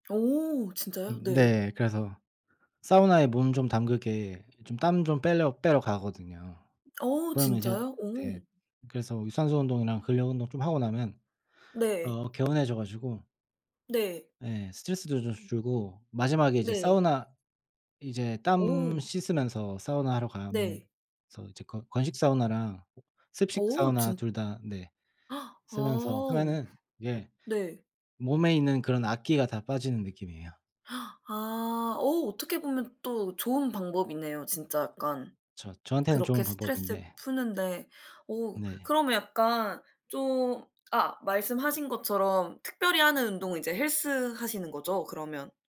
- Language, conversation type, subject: Korean, unstructured, 직장에서 스트레스를 어떻게 관리하시나요?
- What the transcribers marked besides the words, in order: other background noise; gasp; gasp